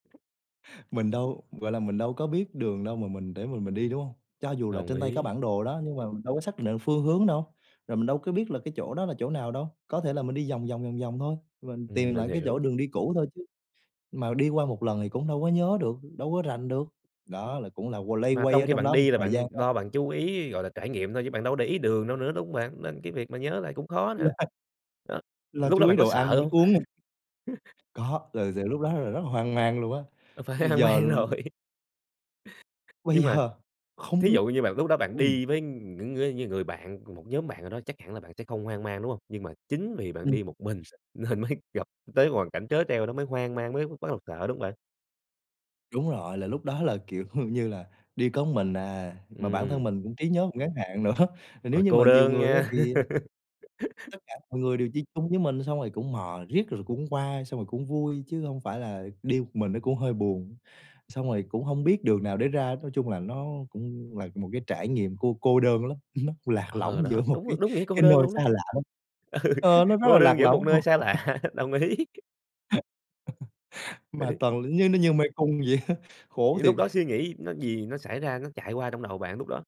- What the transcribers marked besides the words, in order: other background noise; tapping; unintelligible speech; unintelligible speech; chuckle; laughing while speaking: "A, phải hoang mang rồi"; chuckle; laughing while speaking: "Bây giờ"; chuckle; laughing while speaking: "nữa"; laugh; laughing while speaking: "Ừ"; chuckle; laugh; laughing while speaking: "xa lạ, đồng ý"; laugh; laughing while speaking: "vậy á"
- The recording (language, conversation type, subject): Vietnamese, podcast, Bạn có thể kể về một lần bạn bị lạc khi đi du lịch một mình không?